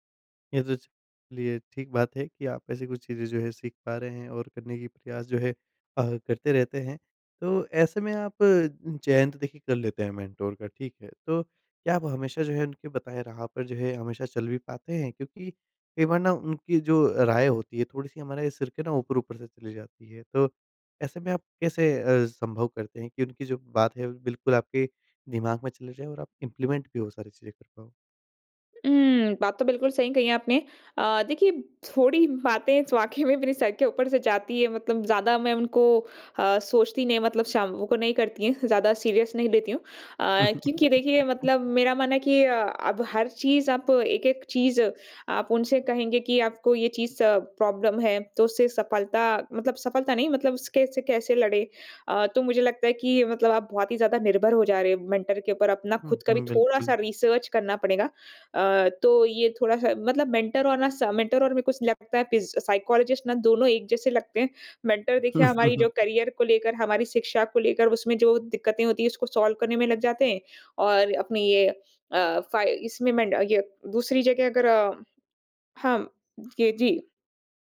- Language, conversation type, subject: Hindi, podcast, मेंटर चुनते समय आप किन बातों पर ध्यान देते हैं?
- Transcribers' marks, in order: tapping; in English: "मेंटोर"; in English: "इम्प्लीमेंट"; in English: "सीरियस"; laugh; in English: "प्रॉब्लम"; in English: "मेंटर"; in English: "रिसर्च"; in English: "मेंटर"; in English: "मेंटर"; in English: "साइकोलॉज़िस्ट"; chuckle; in English: "मेंटर"; in English: "करियर"; in English: "सॉल्व"